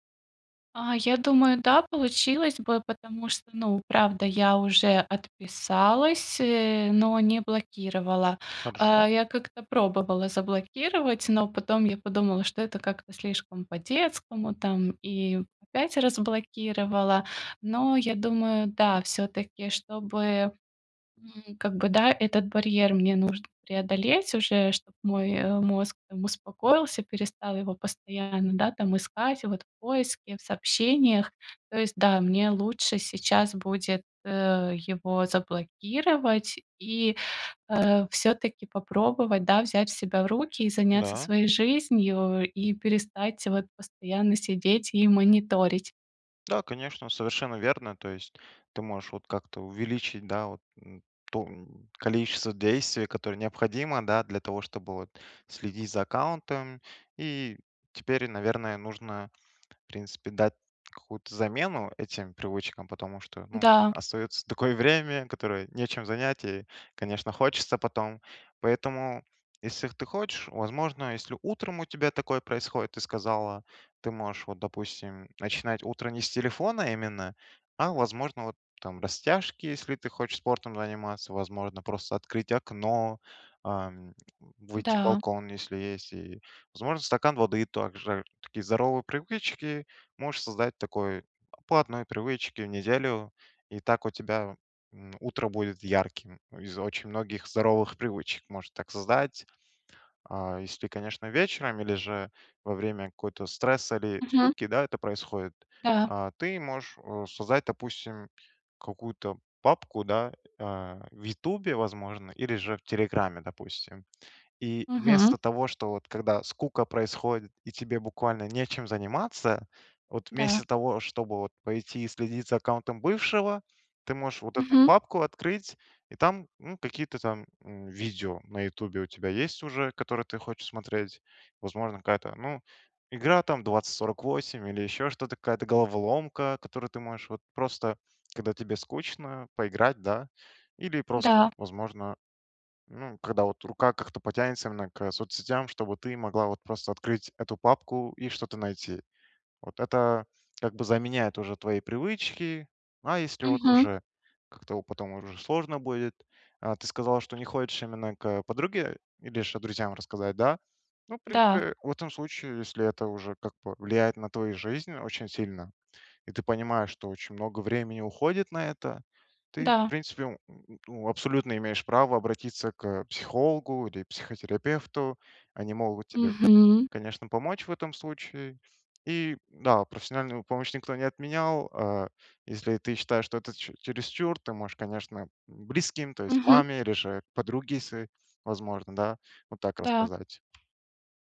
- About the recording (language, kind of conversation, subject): Russian, advice, Как перестать следить за аккаунтом бывшего партнёра и убрать напоминания о нём?
- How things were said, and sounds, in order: tapping; other background noise; stressed: "близким"